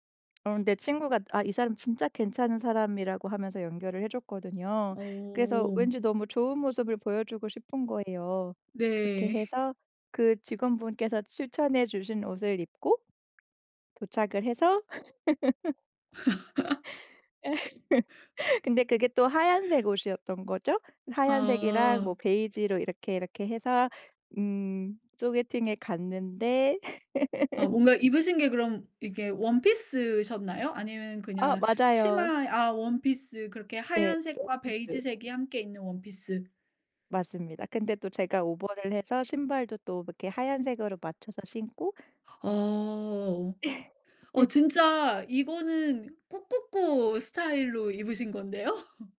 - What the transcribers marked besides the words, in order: other background noise; tapping; laugh; laugh; laugh; laugh
- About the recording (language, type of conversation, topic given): Korean, podcast, 스타일링에 실패했던 경험을 하나 들려주실래요?